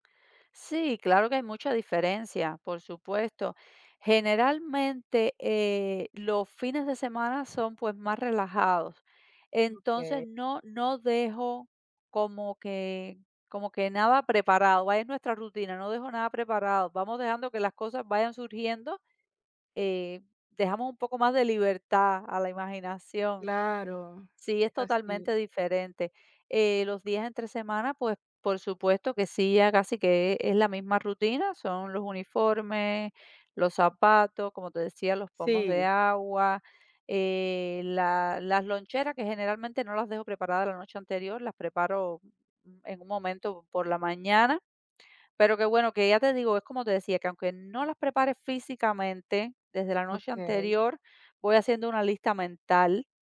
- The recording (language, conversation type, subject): Spanish, podcast, ¿Qué cosas siempre dejas listas la noche anterior?
- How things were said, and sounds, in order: none